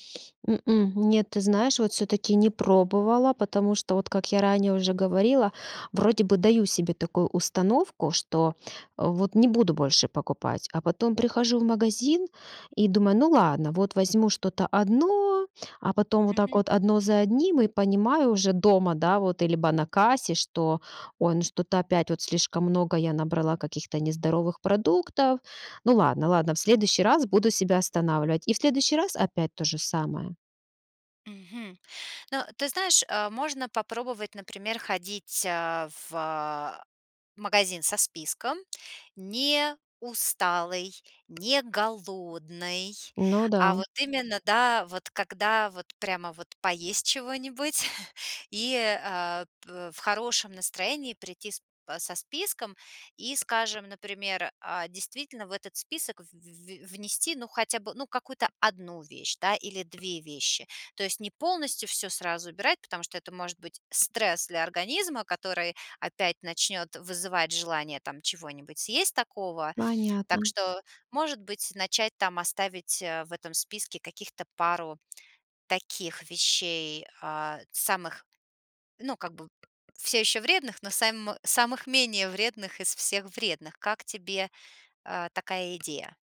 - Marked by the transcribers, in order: tapping; drawn out: "одно"; stressed: "Не усталой, не голодной"; chuckle; tsk
- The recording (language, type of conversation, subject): Russian, advice, Почему я не могу устоять перед вредной едой в магазине?